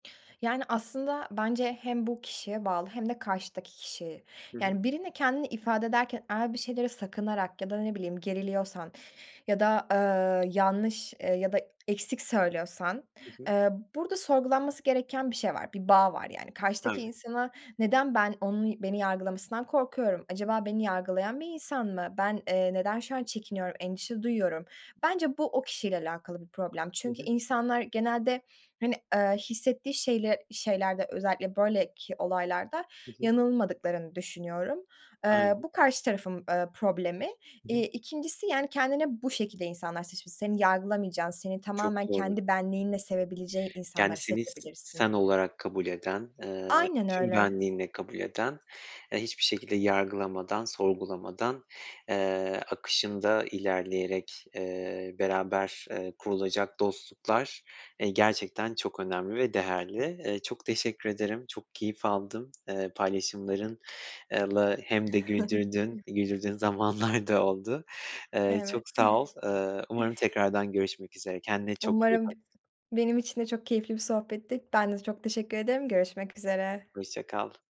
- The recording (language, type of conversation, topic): Turkish, podcast, Kendini en iyi hangi dilde ya da hangi yolla ifade edebiliyorsun?
- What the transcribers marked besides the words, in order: other background noise; tapping; chuckle; unintelligible speech; laughing while speaking: "zamanlar da"; chuckle